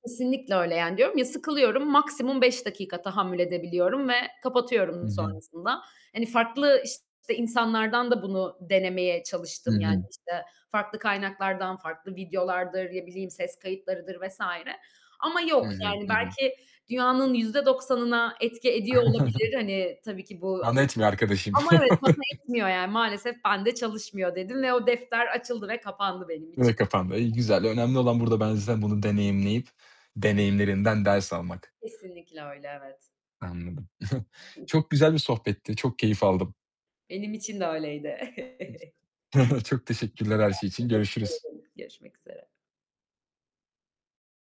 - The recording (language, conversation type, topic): Turkish, podcast, Stresle başa çıkmak için hangi yöntemleri kullanıyorsun, örnek verebilir misin?
- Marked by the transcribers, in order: distorted speech; tapping; chuckle; other background noise; chuckle; unintelligible speech; giggle; giggle; chuckle